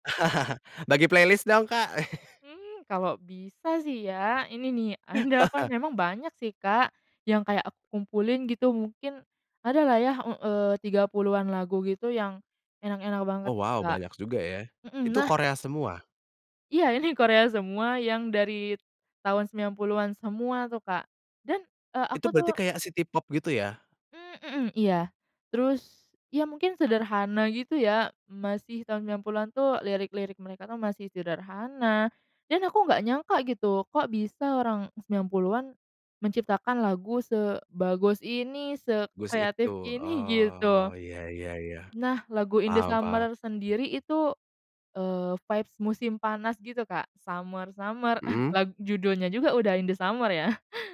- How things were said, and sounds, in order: laugh; in English: "playlist"; laugh; laughing while speaking: "ada"; chuckle; other background noise; laughing while speaking: "ini"; tapping; in English: "vibes"; in English: "summer-summer"; chuckle; laughing while speaking: "ya?"
- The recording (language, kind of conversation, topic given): Indonesian, podcast, Apa lagu yang selalu bikin kamu semangat, dan kenapa?